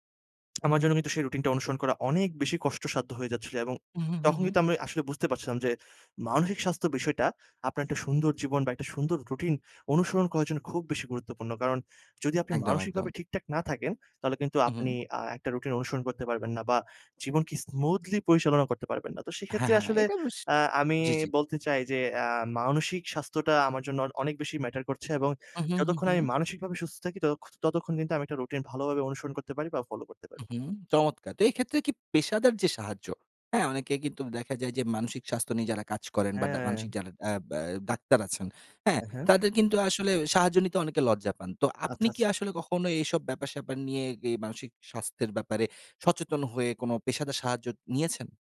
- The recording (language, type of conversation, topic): Bengali, podcast, অনিচ্ছা থাকলেও রুটিন বজায় রাখতে তোমার কৌশল কী?
- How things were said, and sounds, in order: lip smack